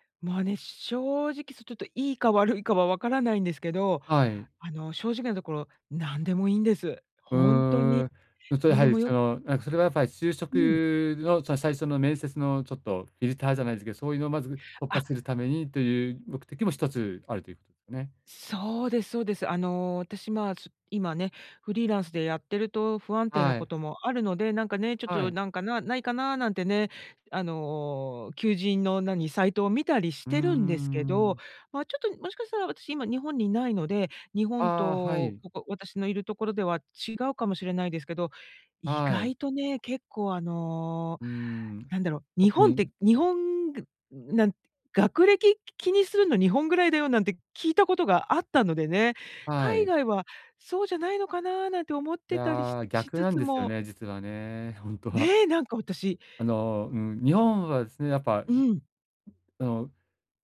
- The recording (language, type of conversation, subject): Japanese, advice, 現実的で達成しやすい目標はどのように設定すればよいですか？
- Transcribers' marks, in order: other background noise; laughing while speaking: "ほんとは"; tapping